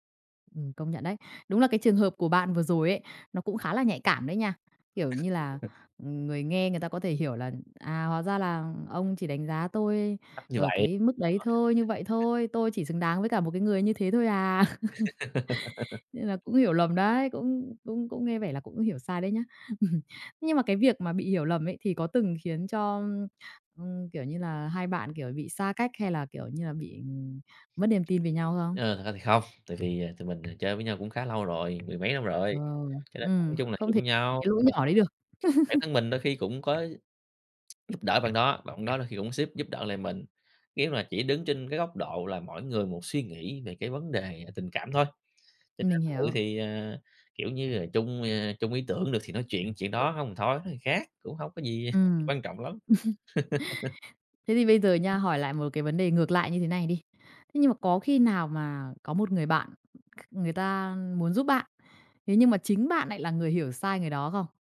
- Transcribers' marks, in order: laugh; laugh; laugh; tapping; laugh; other background noise; unintelligible speech; laugh; tsk; laugh
- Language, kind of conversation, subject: Vietnamese, podcast, Bạn nên làm gì khi người khác hiểu sai ý tốt của bạn?